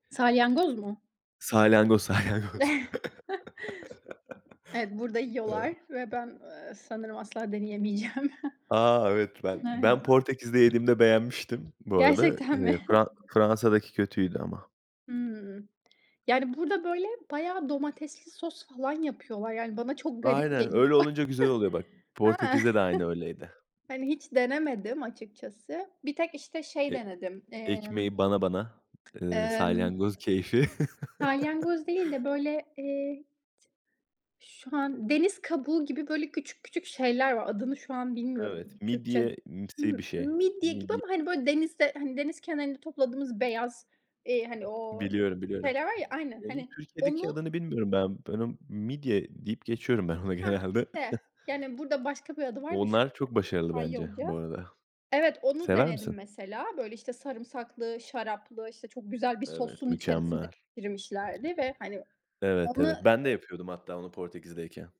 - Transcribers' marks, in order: other background noise; chuckle; laugh; tapping; chuckle; background speech; chuckle; chuckle; laugh; chuckle; unintelligible speech
- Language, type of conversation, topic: Turkish, unstructured, Farklı ülkelerin yemek kültürleri seni nasıl etkiledi?
- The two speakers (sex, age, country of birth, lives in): female, 25-29, Turkey, Spain; male, 30-34, Turkey, Portugal